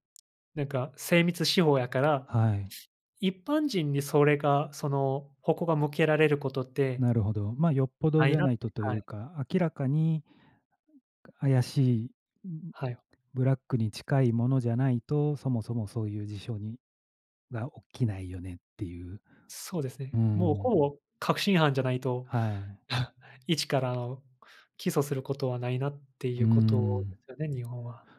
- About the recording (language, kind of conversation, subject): Japanese, unstructured, 政府の役割はどこまであるべきだと思いますか？
- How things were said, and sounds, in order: tapping; chuckle